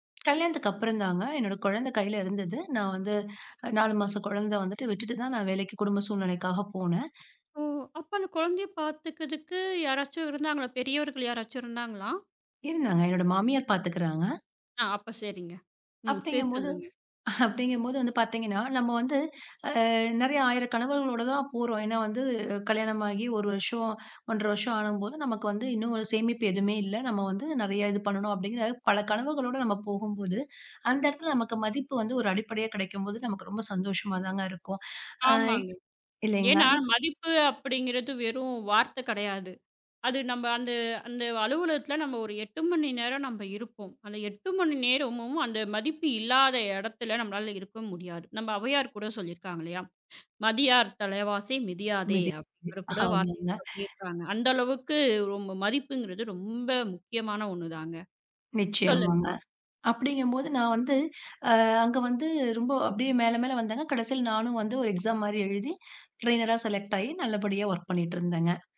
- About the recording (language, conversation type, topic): Tamil, podcast, பணியிடத்தில் மதிப்பு முதன்மையா, பதவி முதன்மையா?
- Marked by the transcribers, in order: chuckle; drawn out: "அஹ்"; "மதியாதார்" said as "மதியார்"; "தலைவாசல்" said as "தலைவாசை"; unintelligible speech; laughing while speaking: "ஆமாங்க"; in English: "எக்ஸாம்"; in English: "ட்ரைனரா செலக்ட்"; in English: "வொர்க்"